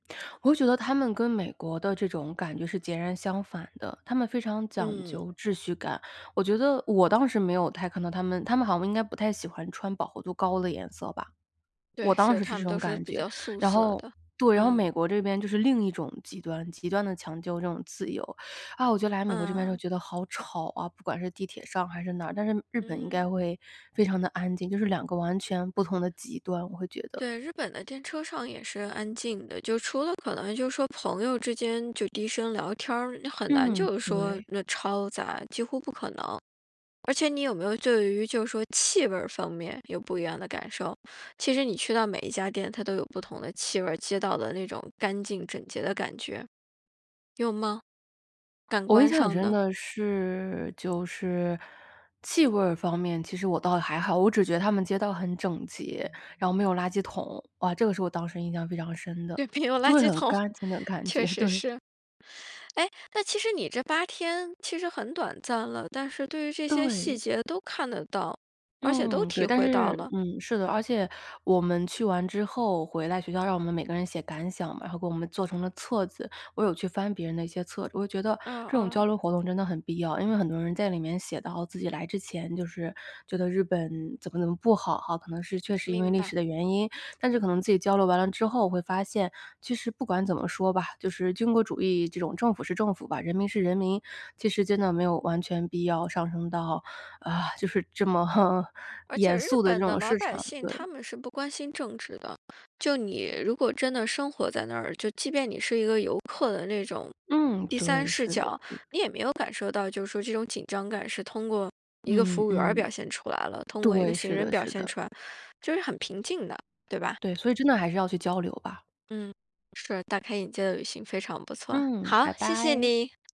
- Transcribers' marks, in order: "强调" said as "强丢"; other background noise; laughing while speaking: "没有"; laughing while speaking: "的感觉，对"; chuckle
- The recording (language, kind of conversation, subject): Chinese, podcast, 你能跟我分享一次让你大开眼界的旅行经历吗？